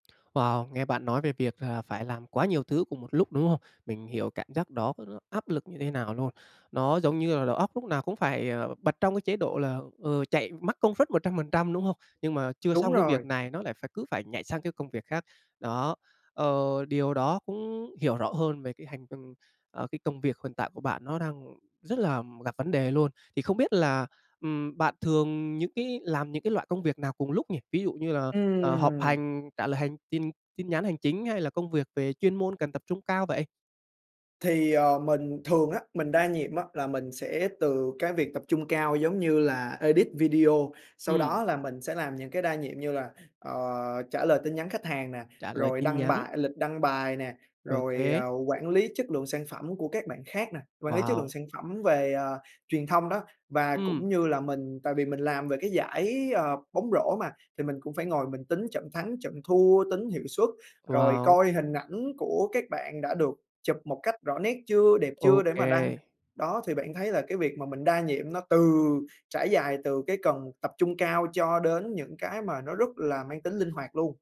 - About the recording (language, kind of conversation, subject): Vietnamese, advice, Làm thế nào để giảm tình trạng phải đa nhiệm liên tục khiến hiệu suất công việc suy giảm?
- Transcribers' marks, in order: in English: "mắc"; "max" said as "mắc"; tapping; in English: "edit"; other background noise